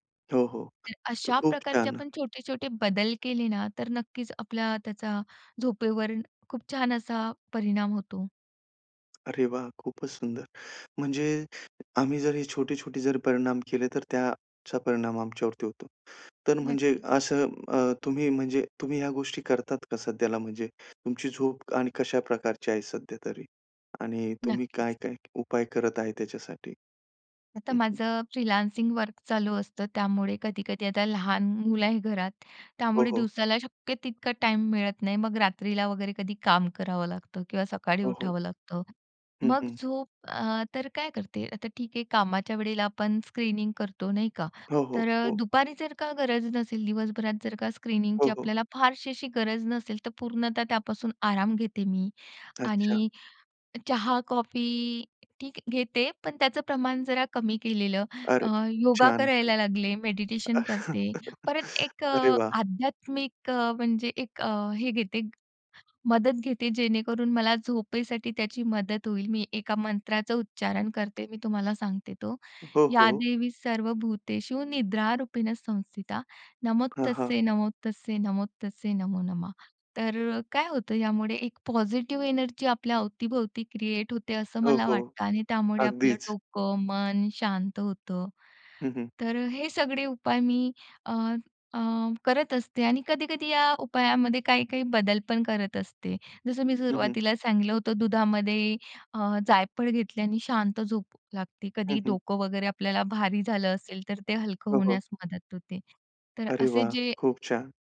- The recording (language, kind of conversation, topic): Marathi, podcast, चांगली झोप कशी मिळवायची?
- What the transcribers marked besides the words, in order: other background noise; tapping; in English: "फ्रीलांसिंग"; in English: "स्क्रीनिंग"; in English: "स्क्रीनिंगची"; chuckle; in English: "पॉझिटिव्ह"